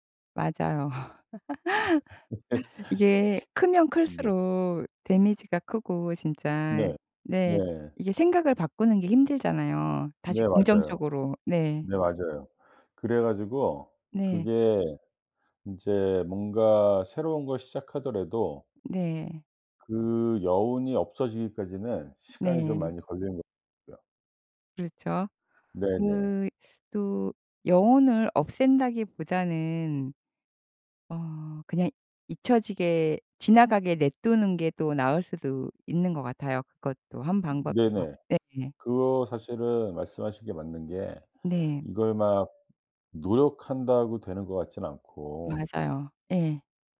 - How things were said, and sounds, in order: laugh; in English: "데미지가"
- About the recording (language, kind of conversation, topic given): Korean, podcast, 실패로 인한 죄책감은 어떻게 다스리나요?